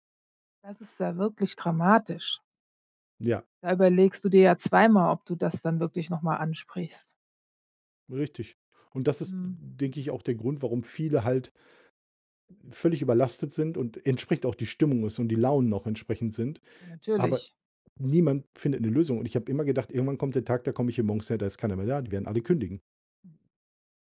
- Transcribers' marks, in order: none
- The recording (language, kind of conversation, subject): German, advice, Wie viele Überstunden machst du pro Woche, und wie wirkt sich das auf deine Zeit mit deiner Familie aus?